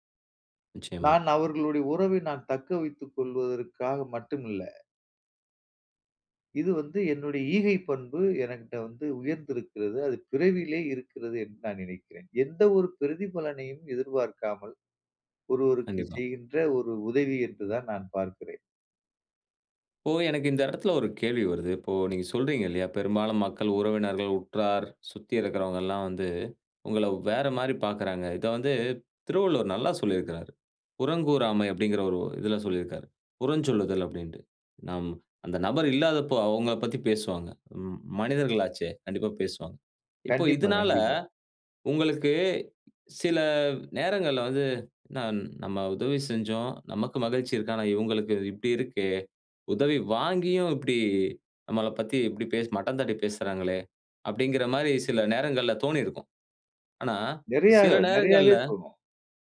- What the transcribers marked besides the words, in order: none
- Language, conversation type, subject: Tamil, podcast, இதைச் செய்வதால் உங்களுக்கு என்ன மகிழ்ச்சி கிடைக்கிறது?